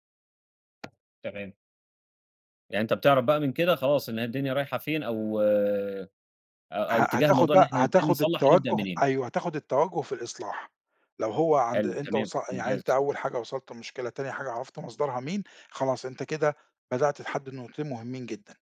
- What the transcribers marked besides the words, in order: tapping
- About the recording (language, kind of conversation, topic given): Arabic, podcast, إزاي بتتعامل مع خلافات العيلة الكبيرة بين القرايب؟